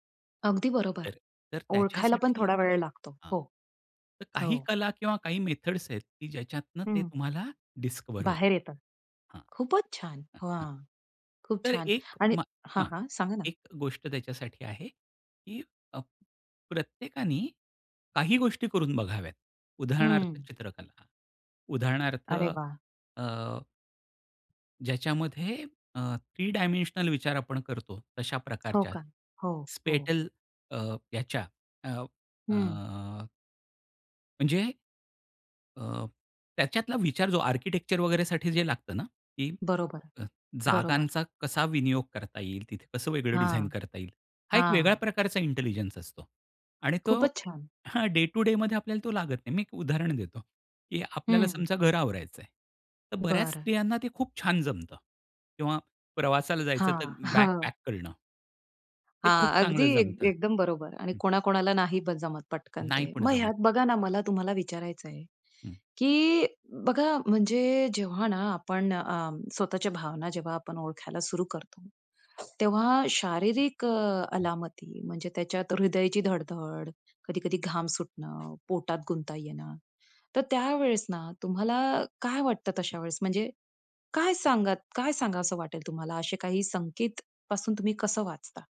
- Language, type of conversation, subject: Marathi, podcast, आतल्या भावना ओळखण्यासाठी तुम्ही काय करता?
- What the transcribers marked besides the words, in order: other noise; in English: "थ्री डायमेन्शनल"; tapping; in English: "डे टु डेमध्ये"; laughing while speaking: "हां"; other background noise